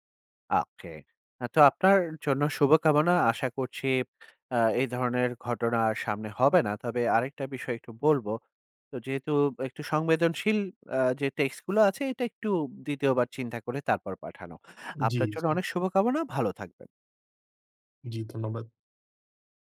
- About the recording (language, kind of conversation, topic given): Bengali, advice, টেক্সট বা ইমেইলে ভুল বোঝাবুঝি কীভাবে দূর করবেন?
- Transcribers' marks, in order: "ওকে" said as "আকে"